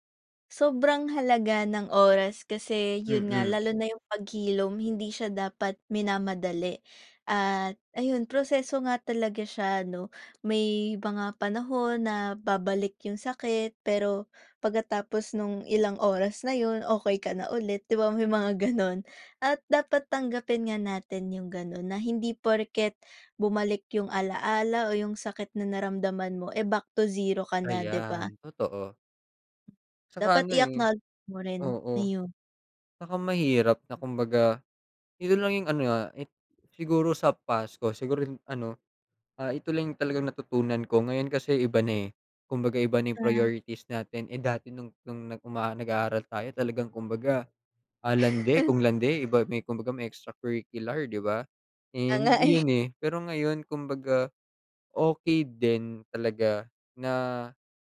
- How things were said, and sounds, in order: other background noise
- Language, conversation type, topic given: Filipino, unstructured, Paano mo tinutulungan ang iyong sarili na makapagpatuloy sa kabila ng sakit?